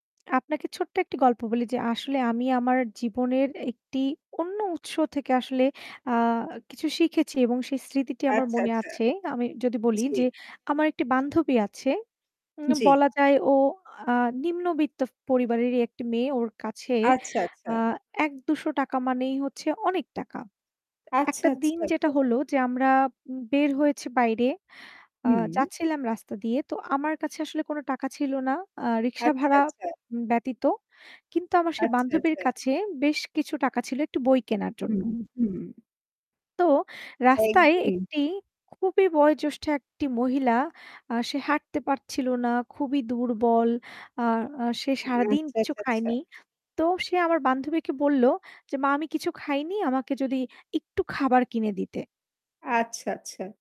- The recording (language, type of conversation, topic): Bengali, unstructured, শিক্ষা কেন আমাদের জীবনে এত গুরুত্বপূর্ণ?
- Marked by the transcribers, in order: static